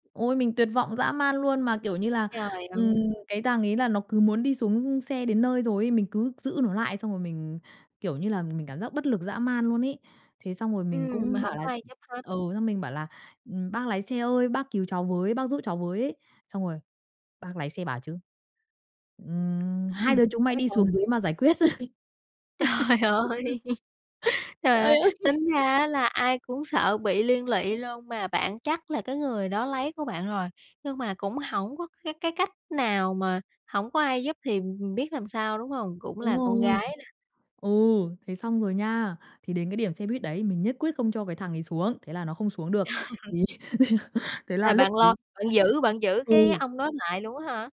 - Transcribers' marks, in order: other background noise; tapping; laughing while speaking: "Trời ơi"; laugh; laughing while speaking: "Trời ơi!"; laugh; laugh
- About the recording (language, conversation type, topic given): Vietnamese, podcast, Bạn có thể kể về một lần ai đó giúp bạn và bài học bạn rút ra từ đó là gì?